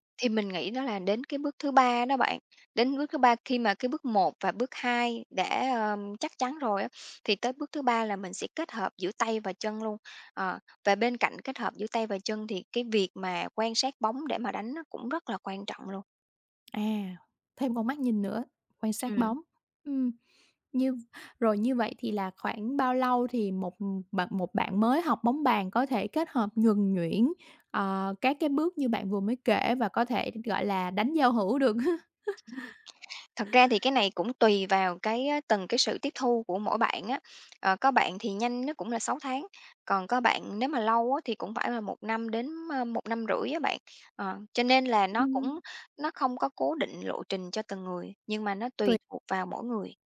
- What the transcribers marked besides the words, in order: tapping; other noise; chuckle
- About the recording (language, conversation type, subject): Vietnamese, podcast, Bạn có mẹo nào dành cho người mới bắt đầu không?